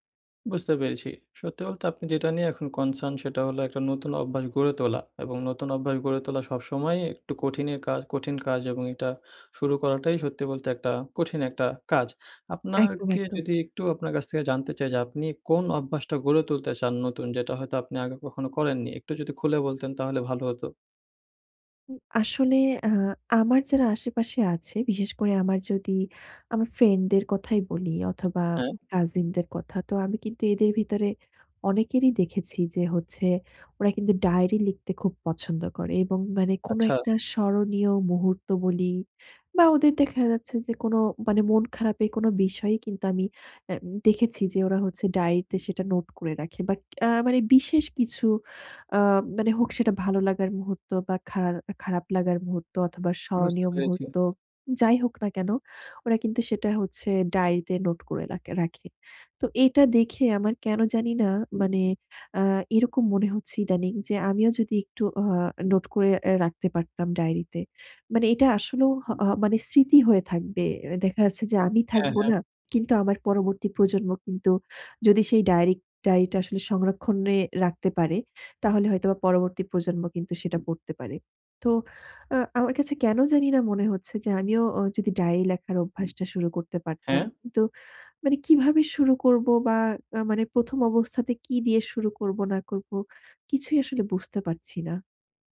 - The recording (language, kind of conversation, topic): Bengali, advice, কৃতজ্ঞতার দিনলিপি লেখা বা ডায়েরি রাখার অভ্যাস কীভাবে শুরু করতে পারি?
- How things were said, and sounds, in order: in English: "concern"